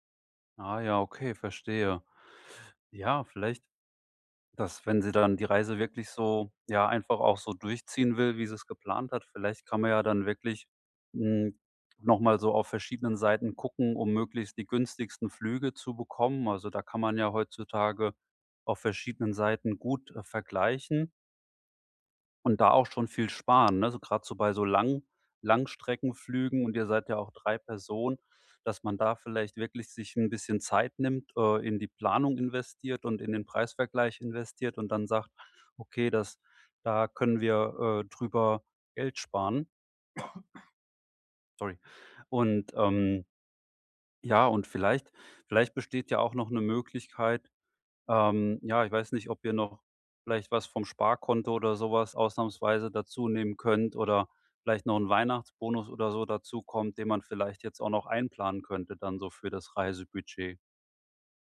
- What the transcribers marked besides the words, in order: cough
- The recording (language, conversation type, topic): German, advice, Wie plane ich eine Reise, wenn mein Budget sehr knapp ist?